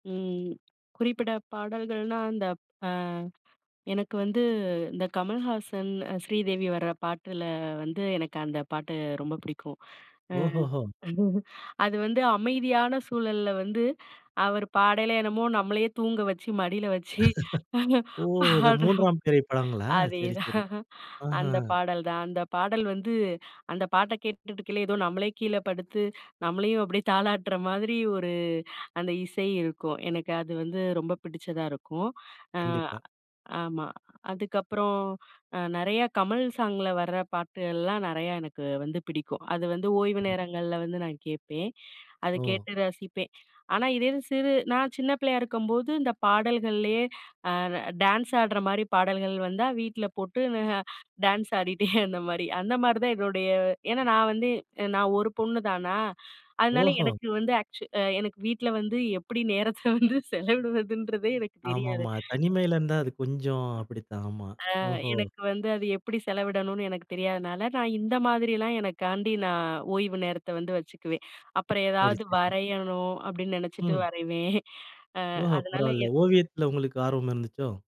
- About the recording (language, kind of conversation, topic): Tamil, podcast, உங்கள் தினசரி ஓய்வு பழக்கங்கள் பற்றி சொல்ல முடியுமா?
- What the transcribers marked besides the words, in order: other background noise; chuckle; tapping; laughing while speaking: "மடியில வச்சு, பானா பாடுற அதேதான் அந்த பாடல் தான்"; laugh; chuckle; other noise; laughing while speaking: "டான்ஸ் ஆடிட்டே அந்த மாதிரி"; in English: "ஆக்சு"; laughing while speaking: "வீட்ல வந்து எப்டி நேரத்த வந்து செலவிடுவதுன்றதே எனக்கு தெரியாது"